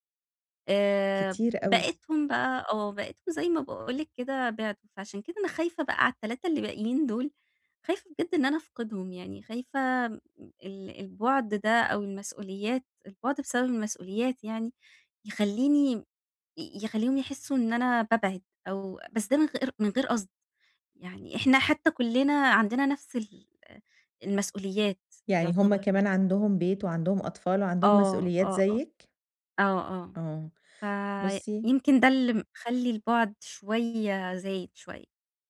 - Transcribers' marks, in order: tapping; other background noise
- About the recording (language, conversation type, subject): Arabic, advice, إزاي أقلّل استخدام الشاشات قبل النوم من غير ما أحس إني هافقد التواصل؟